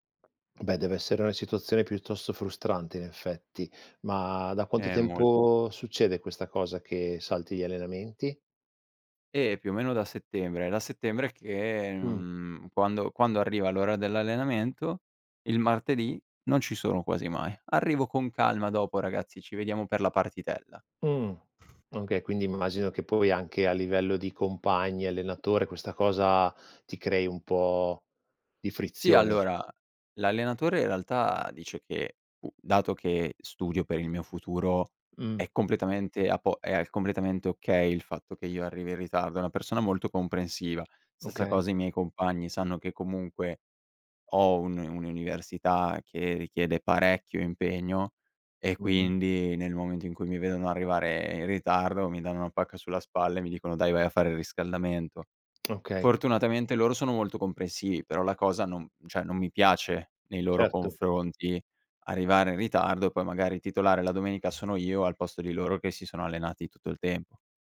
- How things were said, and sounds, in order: other noise; other background noise; tapping; "cioè" said as "ceh"
- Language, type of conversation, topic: Italian, advice, Come posso gestire il senso di colpa quando salto gli allenamenti per il lavoro o la famiglia?
- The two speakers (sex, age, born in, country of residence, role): male, 18-19, Italy, Italy, user; male, 45-49, Italy, Italy, advisor